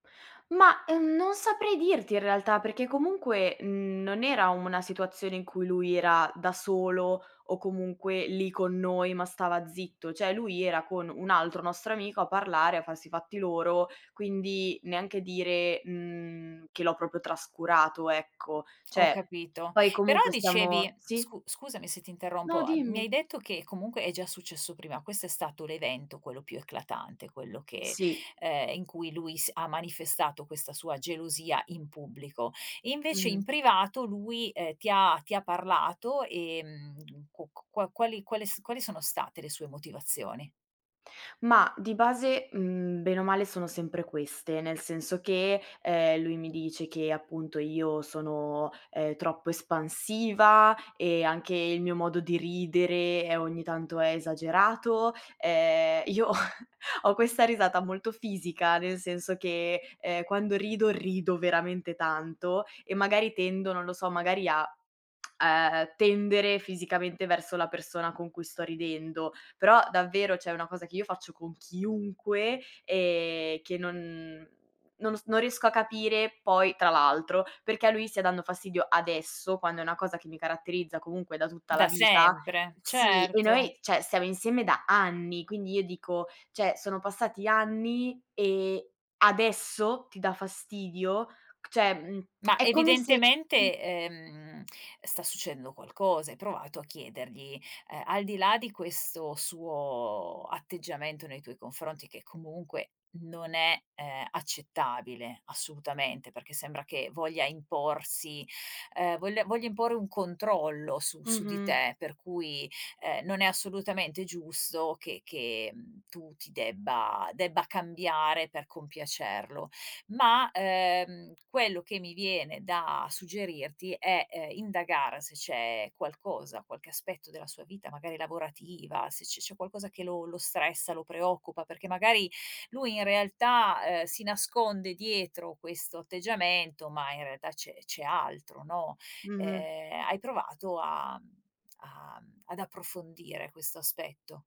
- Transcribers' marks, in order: tapping; "Cioè" said as "ceh"; "Cioè" said as "ceh"; chuckle; "cioè" said as "ceh"; "cioè" said as "ceh"; "Cioè" said as "ceh"; "Cioè" said as "ceh"; other background noise
- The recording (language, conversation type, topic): Italian, advice, Come posso affrontare la gelosia che sta rovinando la fiducia?